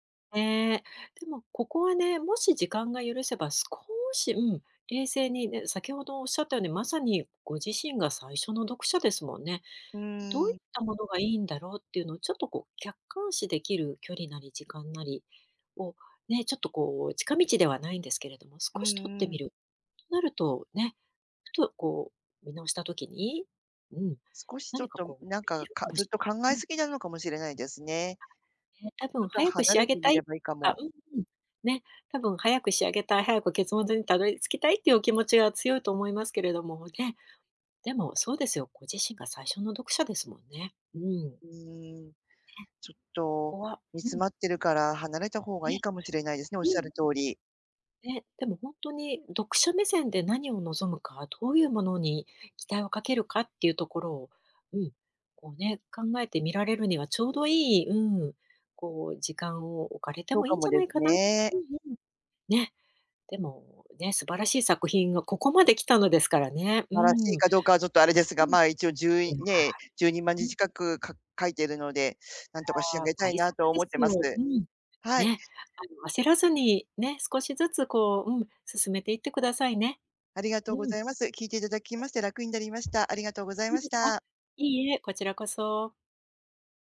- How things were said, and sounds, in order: tapping; other noise; other background noise
- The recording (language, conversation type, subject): Japanese, advice, アイデアがまったく浮かばず手が止まっている
- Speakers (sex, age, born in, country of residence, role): female, 50-54, Japan, France, advisor; female, 50-54, Japan, Japan, user